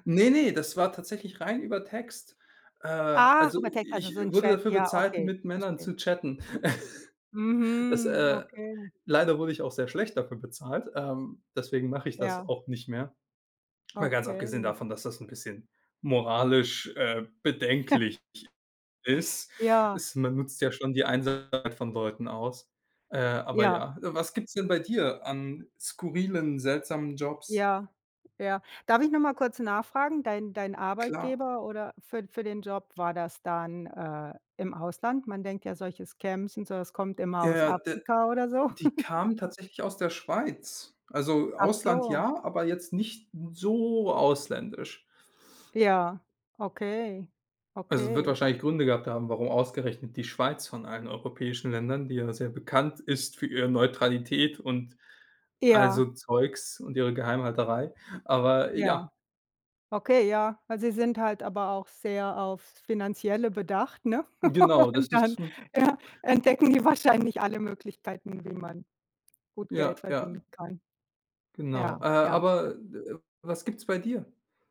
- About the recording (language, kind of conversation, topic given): German, unstructured, Was war der ungewöhnlichste Job, den du je hattest?
- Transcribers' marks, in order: chuckle; drawn out: "Mhm"; scoff; giggle; drawn out: "so"; laugh; other noise